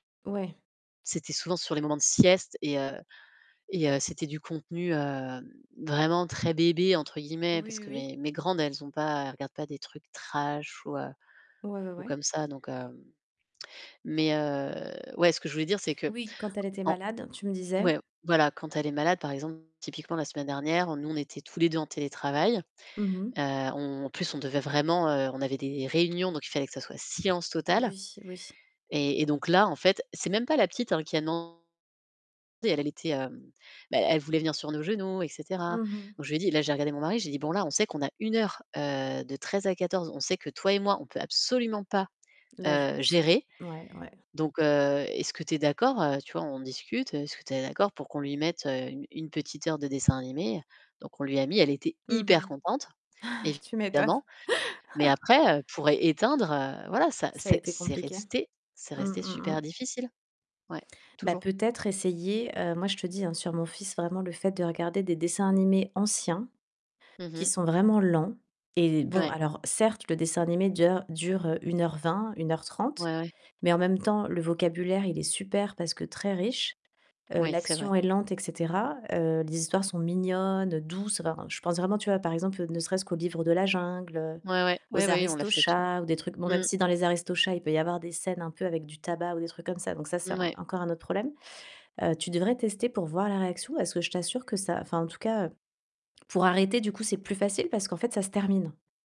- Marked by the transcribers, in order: other background noise; distorted speech; inhale; stressed: "hyper"; chuckle; static
- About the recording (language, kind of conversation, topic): French, podcast, Comment trouvez-vous le bon équilibre entre les écrans et les enfants à la maison ?